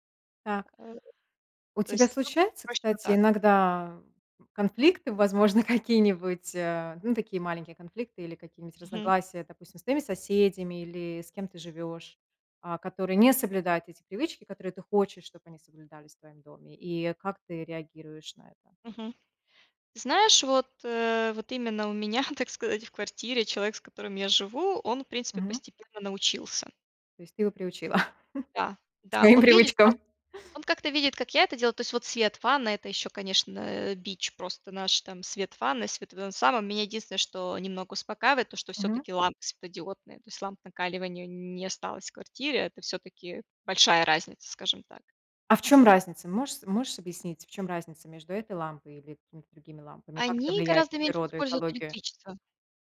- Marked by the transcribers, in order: tapping; other background noise; unintelligible speech; laughing while speaking: "какие-нибудь"; chuckle; laughing while speaking: "приучила к своим привычкам"
- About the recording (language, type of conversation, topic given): Russian, podcast, Какие простые привычки помогают не вредить природе?